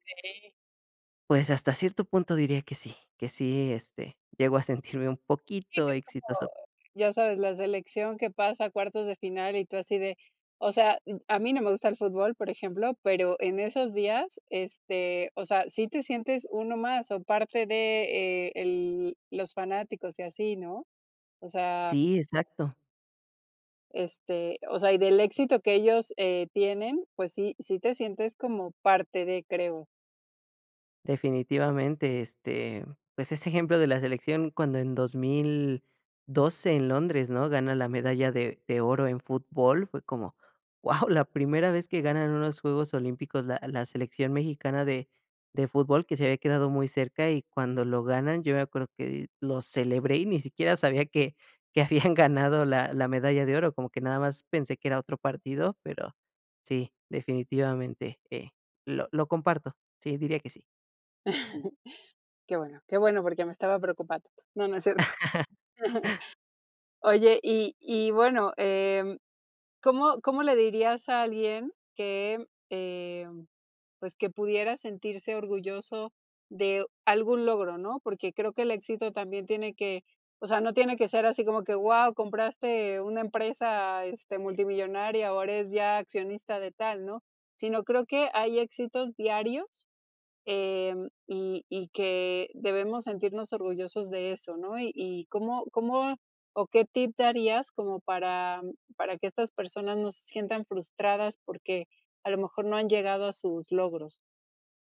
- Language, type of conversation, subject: Spanish, podcast, ¿Qué significa para ti tener éxito?
- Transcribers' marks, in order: chuckle; laugh; chuckle